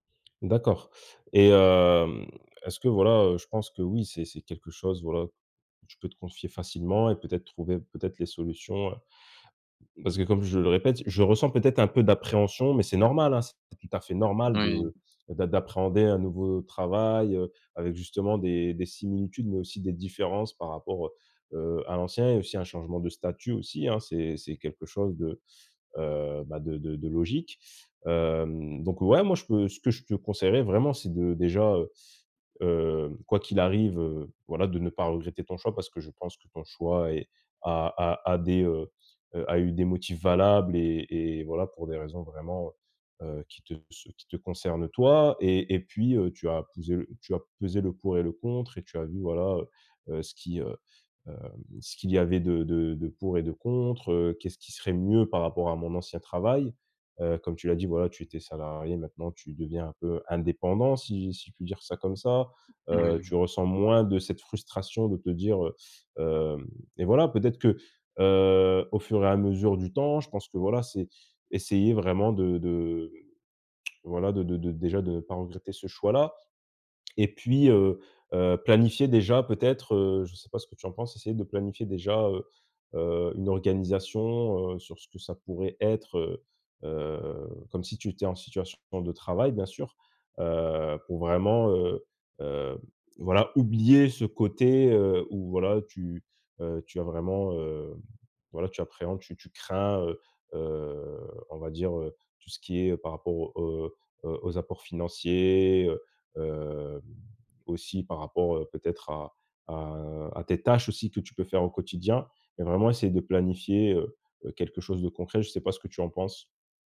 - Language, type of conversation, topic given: French, advice, Comment puis-je m'engager pleinement malgré l'hésitation après avoir pris une grande décision ?
- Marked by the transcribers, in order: drawn out: "hem"; drawn out: "heu"; drawn out: "Hem"; drawn out: "heu"; other background noise; stressed: "indépendant"; drawn out: "de"; tongue click; drawn out: "Heu"; stressed: "oublier"; drawn out: "heu"; drawn out: "heu"; stressed: "financiers"; drawn out: "hem"; stressed: "tâches"